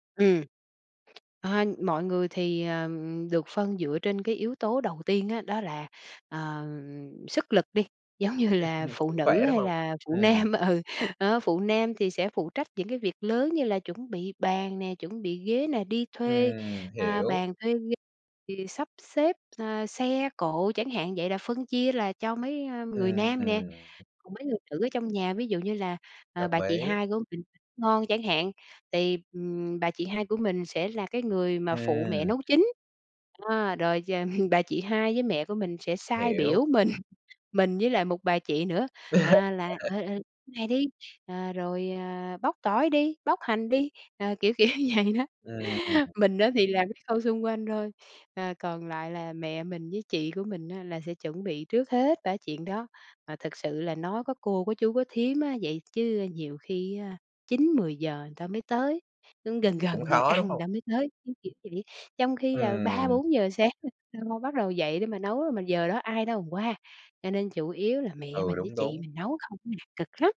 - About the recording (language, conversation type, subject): Vietnamese, podcast, Bạn chuẩn bị thế nào cho bữa tiệc gia đình lớn?
- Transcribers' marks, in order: tapping; laughing while speaking: "là"; laugh; laughing while speaking: "ừ"; other background noise; laughing while speaking: "ừm"; laughing while speaking: "mình"; laugh; laughing while speaking: "kiểu, vậy đó"; laughing while speaking: "ăn"